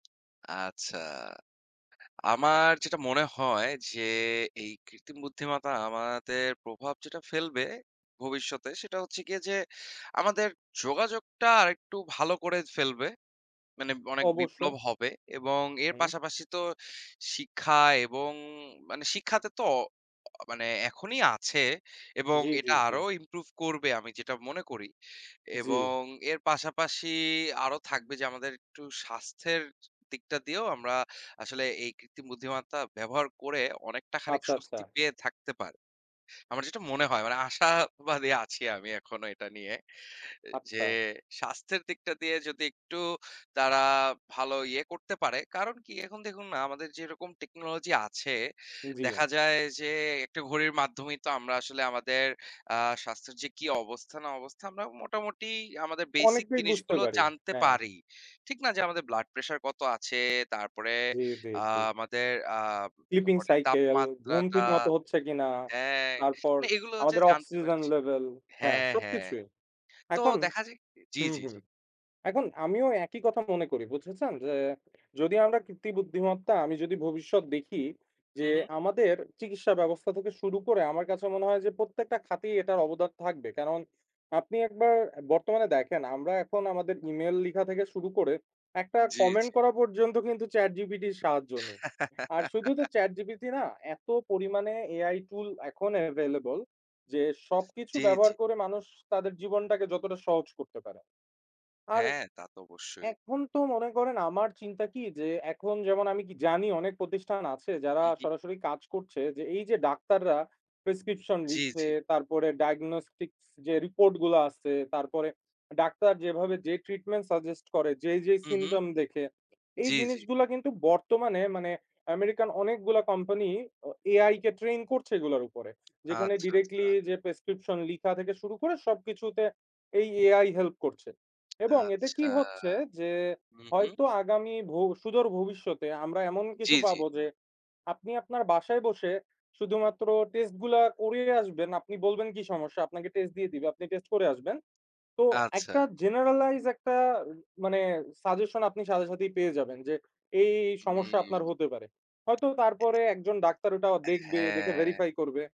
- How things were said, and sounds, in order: "বুদ্ধিমত্ত্বা" said as "বুদ্ধিমাত্তা"; in English: "স্লিপিং সাইকেল"; laugh; in English: "এভেইলেবল"; in English: "ট্রিটমেন্ট সাজেস্ট"; in English: "সিম্পটম"; in English: "জেনারালাইজ"; in English: "সাজেশন"; in English: "ভেরিফাই"
- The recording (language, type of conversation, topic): Bengali, unstructured, কৃত্রিম বুদ্ধিমত্তা কীভাবে আমাদের ভবিষ্যৎ গঠন করবে?